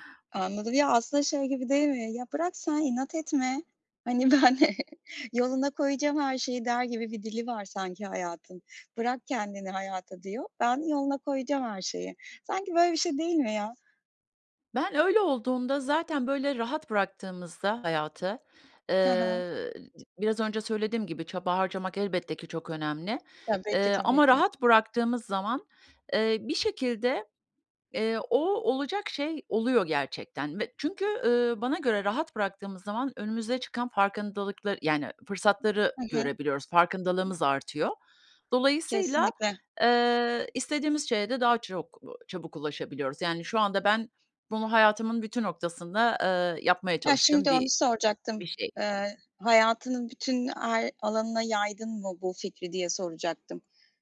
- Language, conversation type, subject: Turkish, podcast, Hayatta öğrendiğin en önemli ders nedir?
- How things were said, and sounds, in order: chuckle; other background noise